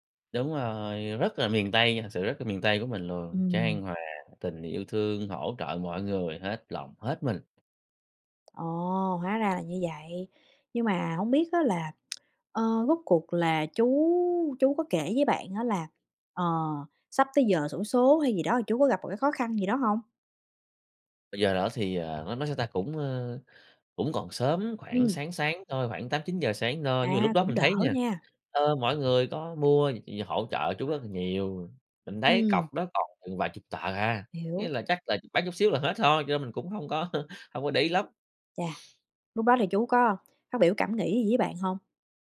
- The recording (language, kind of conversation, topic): Vietnamese, podcast, Bạn có thể kể một kỷ niệm khiến bạn tự hào về văn hoá của mình không nhỉ?
- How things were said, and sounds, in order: other background noise; tapping; lip smack; other noise; laughing while speaking: "hông có"; sniff